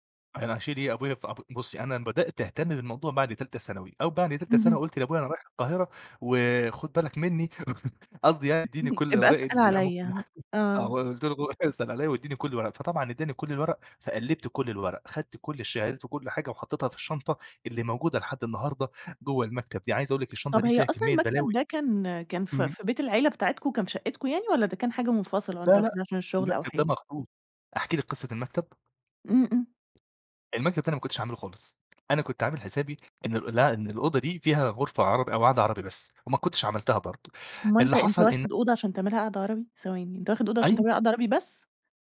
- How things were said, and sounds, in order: chuckle; laugh; chuckle; tapping
- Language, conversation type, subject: Arabic, podcast, إزاي تغيّر شكل قوضتك بسرعة ومن غير ما تصرف كتير؟